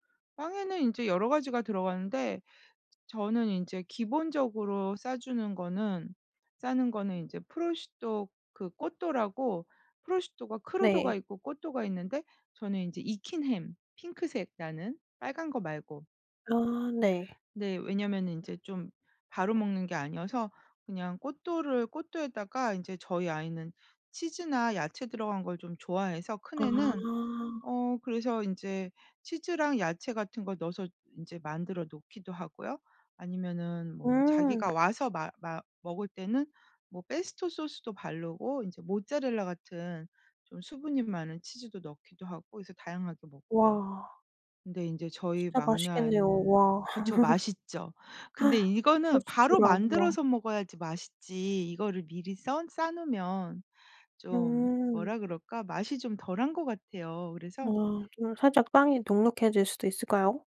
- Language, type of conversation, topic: Korean, podcast, 집에서 먹는 음식 중에서 가장 ‘집 같다’고 느끼는 음식은 무엇인가요?
- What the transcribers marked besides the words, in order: in Italian: "prosciutto"; in Italian: "cotto라고 prosciutto가 crudo가"; other background noise; in Italian: "cotto가"; tapping; in Italian: "cotto를 cotto에다가"; in Italian: "pesto"; laugh; gasp; in Italian: "prosciutto랑"